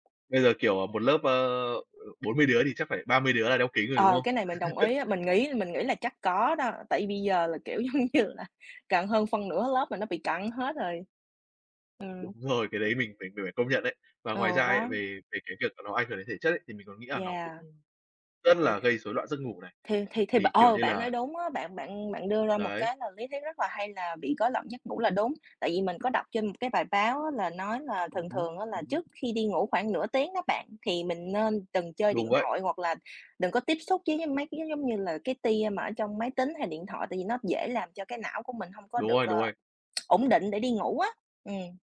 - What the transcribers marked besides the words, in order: tapping; laugh; laughing while speaking: "kiểu, giống như là"; laughing while speaking: "rồi"; lip smack
- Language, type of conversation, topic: Vietnamese, unstructured, Bạn nghĩ sao về việc dùng điện thoại quá nhiều mỗi ngày?